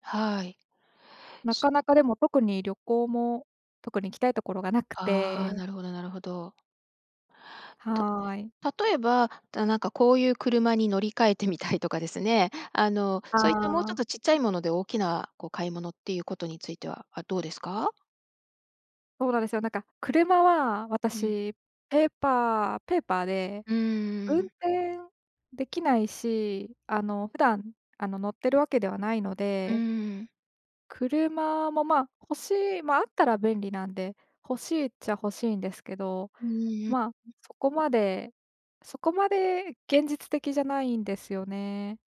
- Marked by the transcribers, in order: laughing while speaking: "みたいとか"
- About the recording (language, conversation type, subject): Japanese, advice, 将来のためのまとまった貯金目標が立てられない